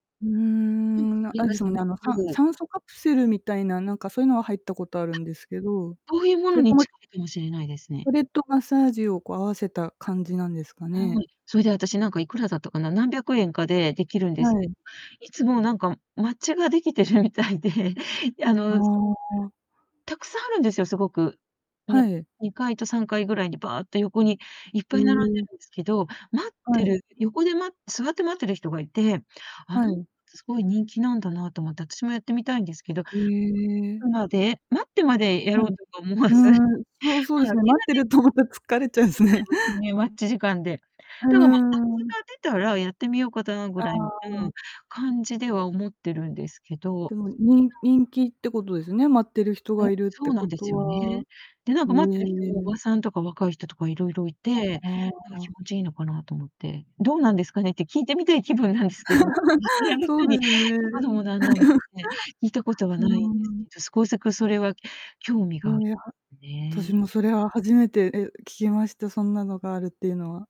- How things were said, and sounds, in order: distorted speech; unintelligible speech; laughing while speaking: "できてるみたいで"; unintelligible speech; unintelligible speech; laughing while speaking: "待ってるとまた疲れちゃうんすね"; chuckle; chuckle
- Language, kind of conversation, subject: Japanese, unstructured, ストレスを感じたとき、どのようにリラックスしますか？